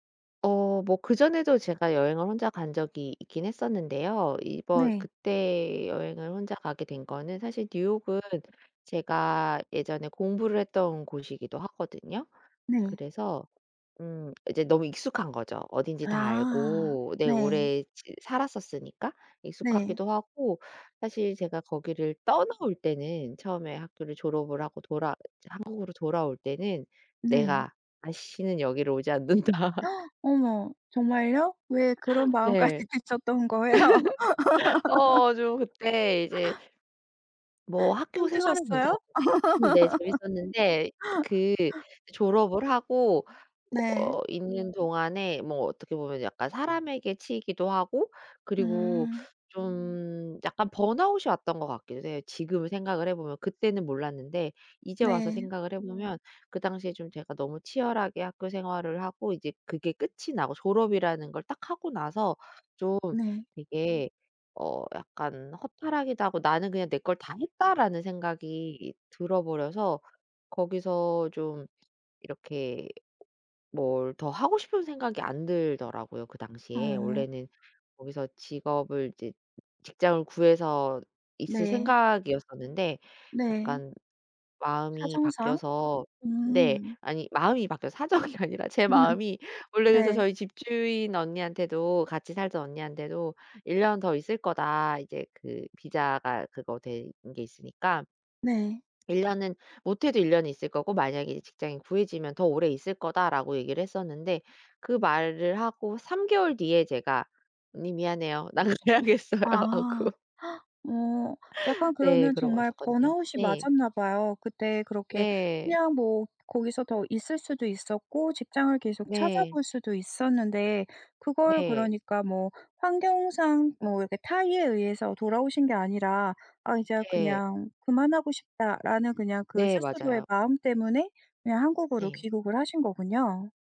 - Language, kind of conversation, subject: Korean, podcast, 가장 기억에 남는 혼자 여행 경험은 무엇인가요?
- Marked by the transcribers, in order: laughing while speaking: "않는다.'"; laugh; gasp; other background noise; laugh; laughing while speaking: "드셨던 거예요?"; laugh; gasp; laugh; background speech; tapping; laughing while speaking: "사정이"; laugh; laughing while speaking: "나 가야겠어요. 하고"; gasp